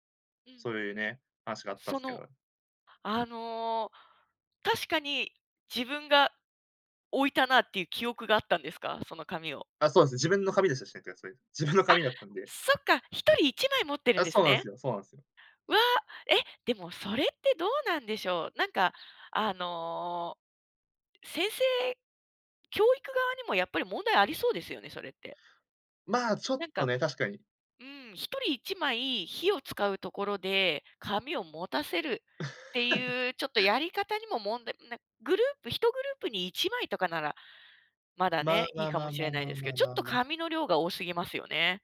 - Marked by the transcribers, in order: tapping; unintelligible speech; chuckle
- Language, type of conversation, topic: Japanese, podcast, 料理でやらかしてしまった面白い失敗談はありますか？